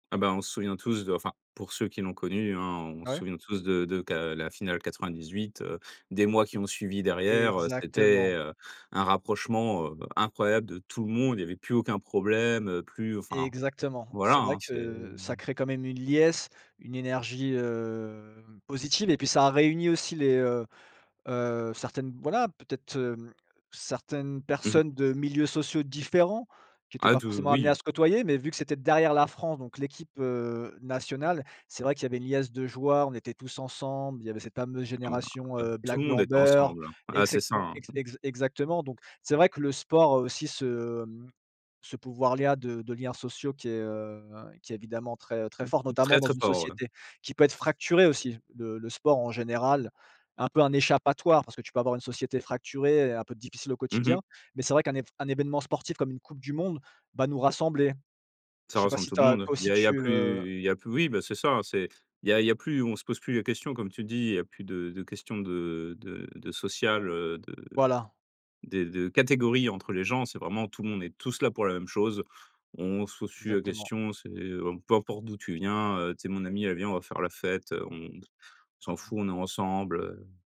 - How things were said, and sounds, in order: "là" said as "lia"; stressed: "catégories"; lip trill
- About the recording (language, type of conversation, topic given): French, unstructured, Comment le sport peut-il renforcer les liens sociaux ?